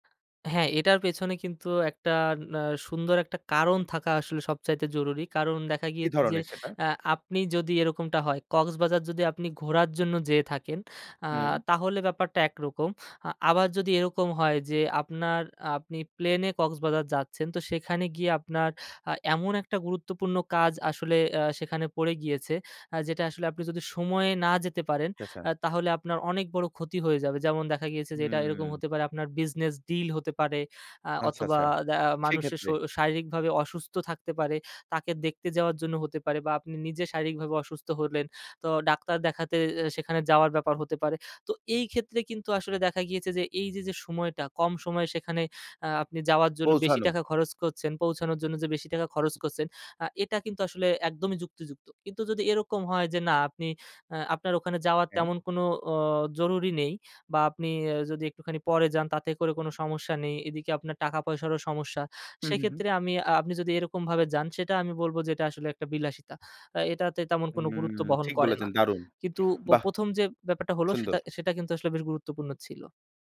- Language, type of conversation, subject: Bengali, podcast, টাকা আর সময়ের মধ্যে তুমি কোনটাকে বেশি প্রাধান্য দাও?
- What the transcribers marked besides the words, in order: other background noise; in English: "business deal"